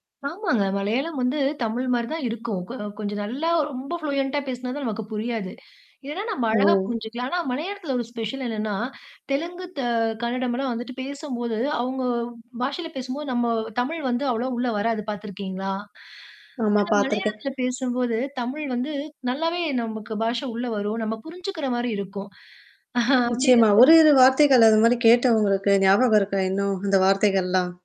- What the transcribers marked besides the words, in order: static; in English: "ப்ளூயன்ட்டா"; mechanical hum; in English: "ஸ்பெஷல்"; other background noise; distorted speech; laughing while speaking: "அப்படிங்குற போது"; tapping
- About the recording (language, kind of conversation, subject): Tamil, podcast, பொது விழாவில் ஒருவரைச் சந்தித்து பிடித்தால், அவர்களுடன் தொடர்பை எப்படி தொடர்வீர்கள்?